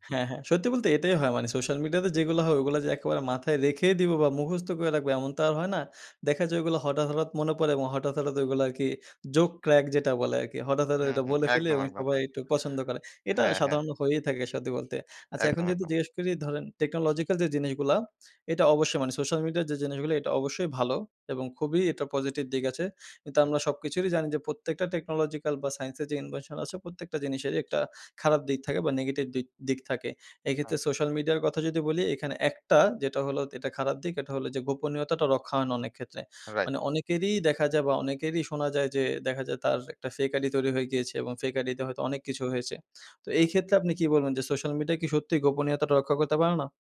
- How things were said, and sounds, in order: in English: "জোক ক্রাক"; in English: "ইনভেনশন"; tapping; other background noise
- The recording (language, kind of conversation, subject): Bengali, podcast, বয়স্ক ও ছোট পরিবারের সদস্যদের সঙ্গে সামাজিক যোগাযোগমাধ্যম নিয়ে আপনার কী ধরনের কথাবার্তা হয়?